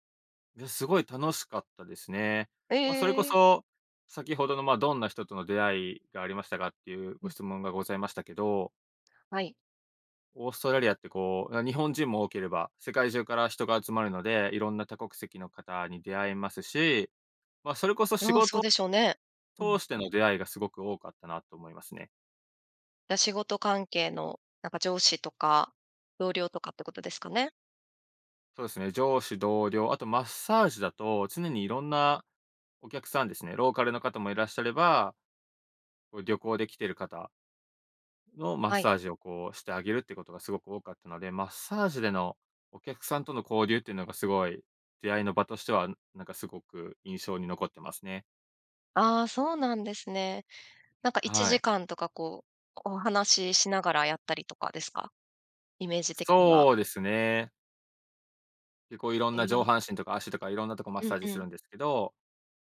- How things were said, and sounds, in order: none
- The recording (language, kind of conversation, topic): Japanese, podcast, 初めて一人でやり遂げたことは何ですか？